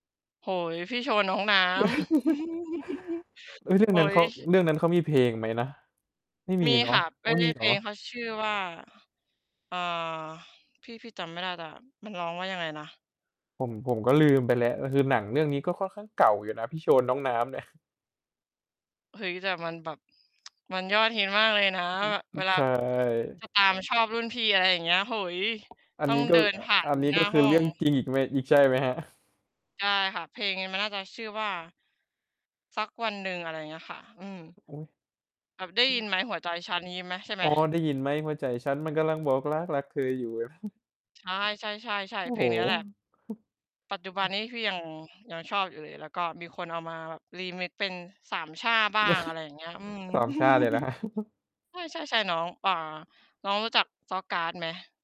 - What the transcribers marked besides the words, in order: chuckle; distorted speech; other background noise; tapping; mechanical hum; tsk; singing: "ได้ยินไหมหัวใจฉัน มันกำลังบอกรัก รักเธออยู่"; laugh; laughing while speaking: "ครับ"; chuckle
- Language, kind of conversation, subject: Thai, unstructured, เคยมีเพลงไหนที่ทำให้คุณนึกถึงวัยเด็กบ้างไหม?